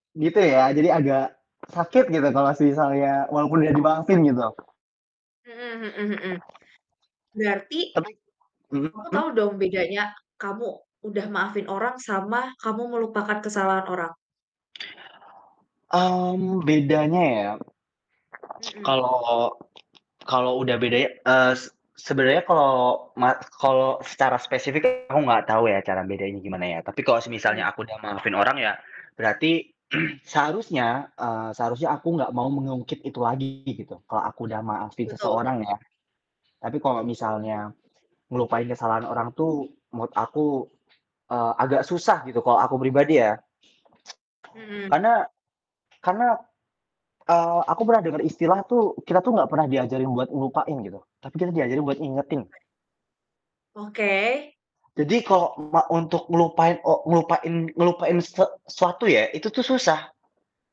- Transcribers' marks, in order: other background noise; "misalnya" said as "sisalnya"; distorted speech; static; tsk; mechanical hum; throat clearing; tsk
- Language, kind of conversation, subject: Indonesian, unstructured, Apakah kamu pernah merasa sulit memaafkan seseorang, dan apa alasannya?
- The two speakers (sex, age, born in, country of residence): female, 25-29, Indonesia, Indonesia; male, 20-24, Indonesia, Indonesia